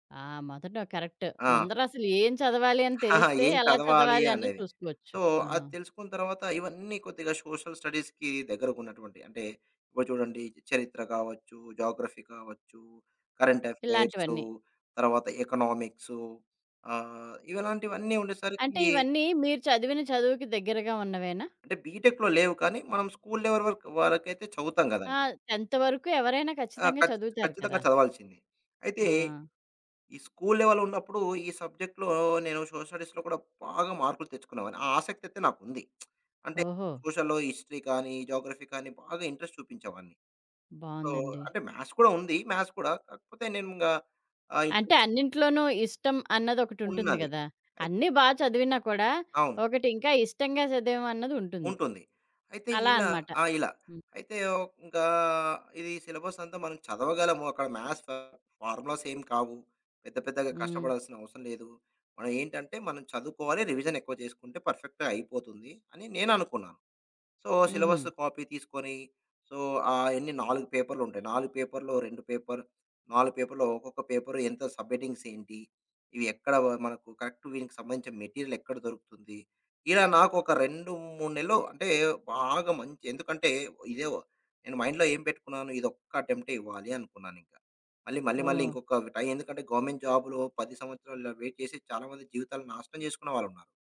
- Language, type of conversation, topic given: Telugu, podcast, స్థిర ఉద్యోగం ఎంచుకోవాలా, లేదా కొత్త అవకాశాలను స్వేచ్ఛగా అన్వేషించాలా—మీకు ఏది ఇష్టం?
- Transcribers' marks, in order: chuckle; in English: "సో"; in English: "సోషల్ స్టడీస్‌కి"; in English: "జాగ్రఫీ"; in English: "బీటెక్‌లో"; in English: "లెవల్"; in English: "టెన్త్"; in English: "లెవెల్"; in English: "సబ్జెక్ట్‌లో"; lip smack; in English: "హిస్టరీ"; in English: "జాగ్రఫీ"; in English: "ఇంట్రెస్ట్"; in English: "సో"; in English: "మ్యాథ్స్"; in English: "మ్యాథ్స్"; unintelligible speech; tapping; in English: "మ్యాథ్స్ ఫ ఫార్ములాస్"; other background noise; in English: "రివిజన్"; in English: "పర్ఫెక్ట్‌గా"; in English: "సో, సిలబస్"; in English: "సో"; in English: "పేపర్‌లో"; in English: "పేపర్"; in English: "పేపర్‌లో"; in English: "సబ్‌హెడింగ్స్"; in English: "కరెక్ట్"; in English: "మెటీరియల్"; in English: "మైండ్‌లో"; in English: "గవర్నమెంట్ జాబ్‌లో"; in English: "వెయిట్"